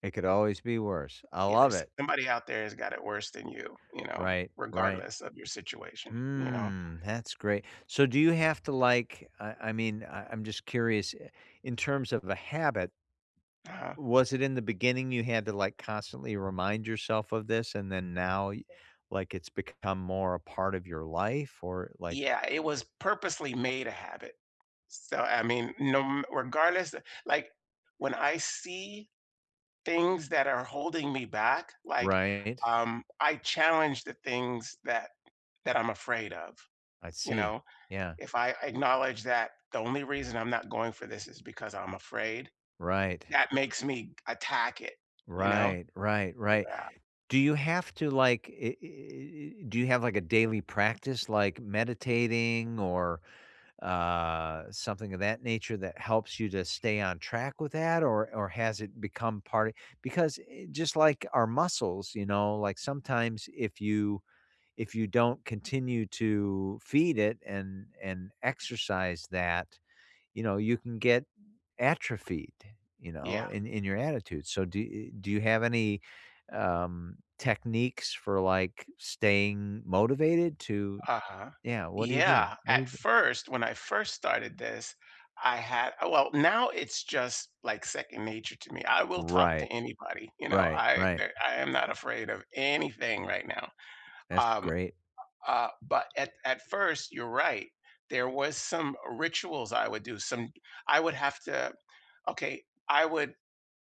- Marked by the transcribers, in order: drawn out: "Mm"; tapping; other background noise; background speech
- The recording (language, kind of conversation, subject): English, unstructured, What habit could change my life for the better?
- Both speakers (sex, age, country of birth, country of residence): male, 55-59, United States, United States; male, 55-59, United States, United States